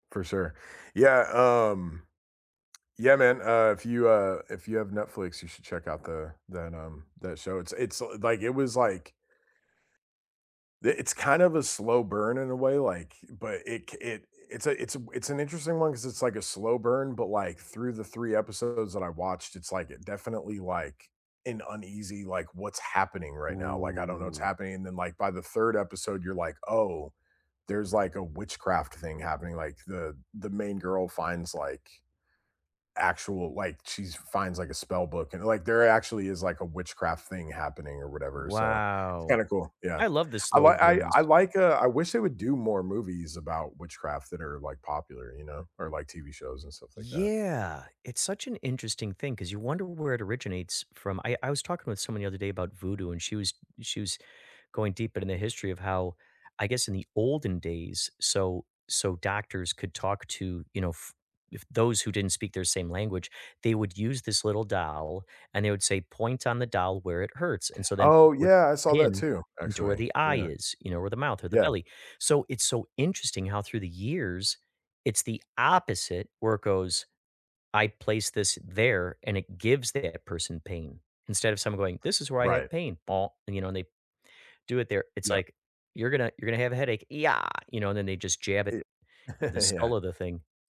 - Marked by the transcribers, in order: drawn out: "Ooh"; other noise; chuckle
- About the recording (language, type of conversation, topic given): English, unstructured, What underrated movie would you recommend to almost everyone?